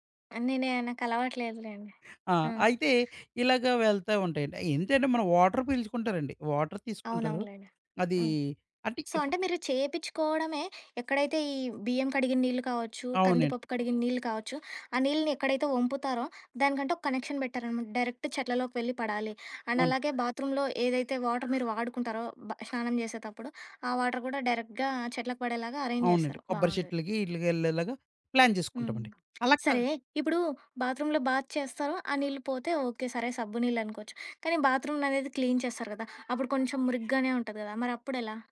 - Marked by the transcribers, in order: other background noise; in English: "వాటర్"; in English: "వాటర్"; in English: "సో"; in English: "కనెక్షన్"; in English: "డైరెక్ట్"; in English: "అండ్"; in English: "బాత్రూమ్‌లో"; in English: "వాటర్"; in English: "వాటర్"; in English: "డైరెక్ట్‌గా"; in English: "అరేంజ్"; in English: "ప్లాన్"; in English: "బాత్రూమ్‌లో బాత్"; in English: "బాత్రూమ్‌లనేది క్లీన్"; background speech
- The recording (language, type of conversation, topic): Telugu, podcast, ఇంట్లో నీటిని ఆదా చేయడానికి మనం చేయగల పనులు ఏమేమి?